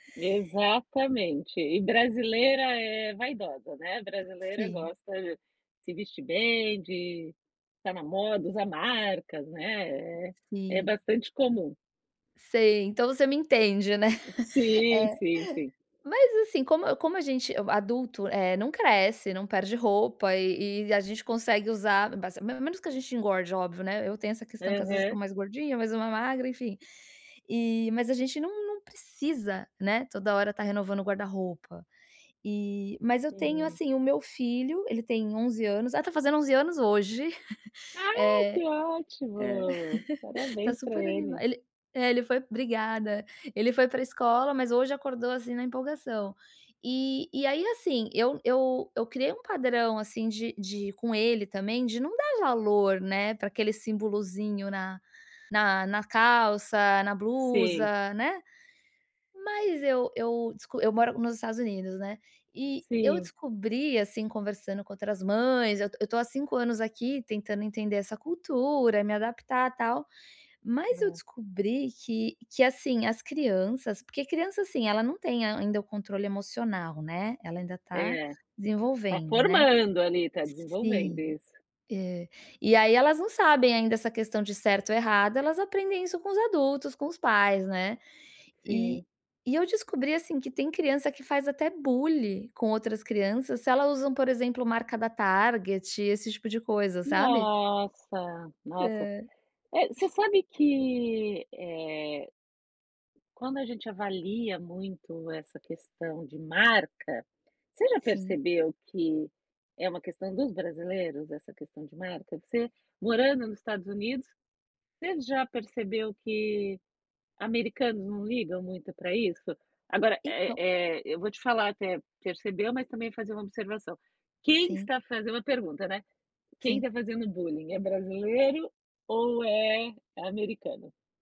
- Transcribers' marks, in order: tapping; chuckle; chuckle; other background noise
- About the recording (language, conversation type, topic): Portuguese, advice, Como posso reconciliar o que compro com os meus valores?